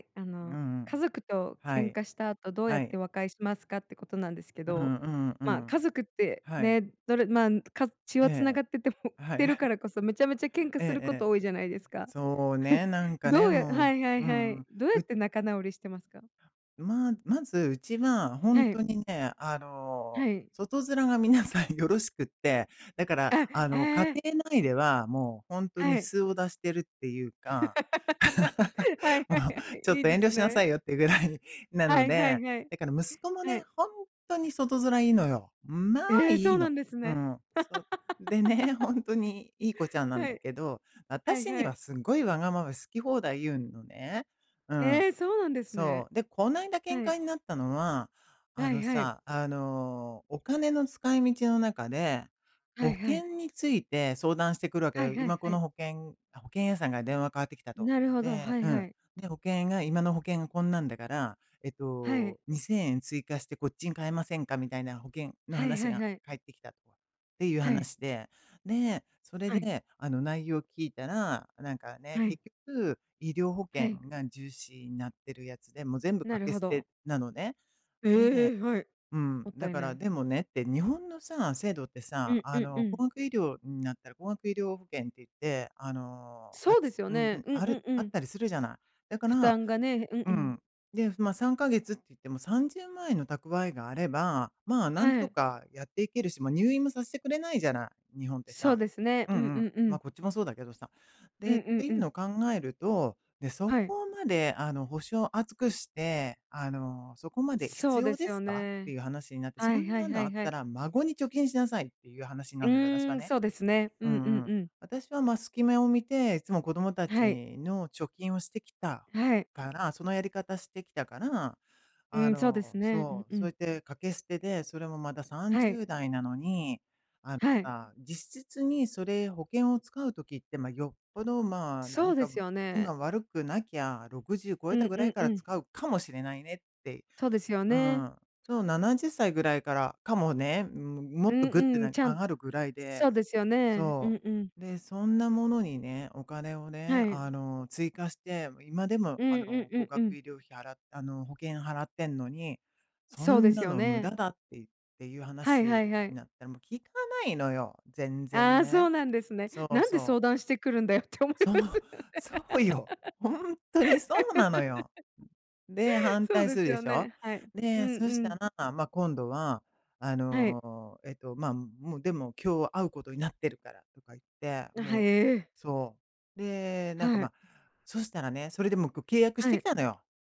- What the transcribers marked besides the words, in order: chuckle; joyful: "え、ええ"; laugh; laughing while speaking: "はい はい はい"; laugh; laughing while speaking: "相談してくるんだよって思いますよね"; laugh
- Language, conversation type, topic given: Japanese, unstructured, 家族とケンカした後、どうやって和解しますか？